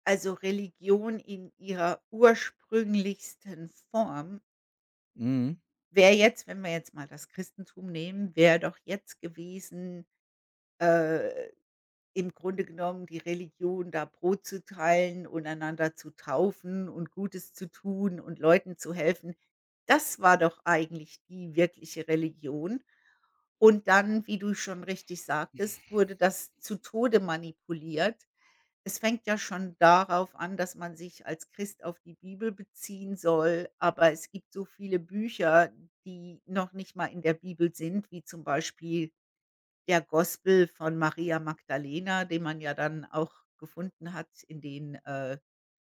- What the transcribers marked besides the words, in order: other background noise
- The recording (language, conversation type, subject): German, unstructured, Findest du, dass Religion oft missbraucht wird?